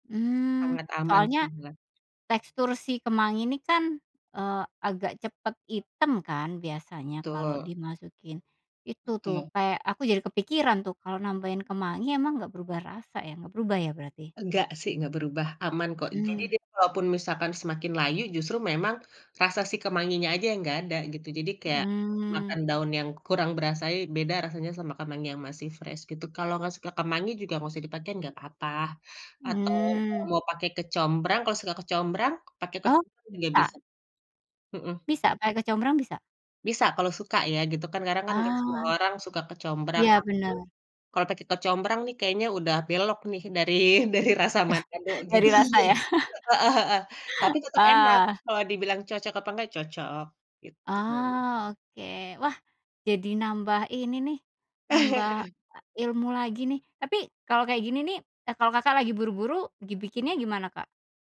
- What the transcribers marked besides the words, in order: tapping; in English: "fresh"; chuckle; laughing while speaking: "dari dari"; laugh; chuckle; laugh; "dibikinnya" said as "gibikinnya"
- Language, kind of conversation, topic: Indonesian, podcast, Pengalaman memasak apa yang paling sering kamu ulangi di rumah, dan kenapa?
- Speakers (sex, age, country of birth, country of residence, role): female, 35-39, Indonesia, Indonesia, guest; female, 40-44, Indonesia, Indonesia, host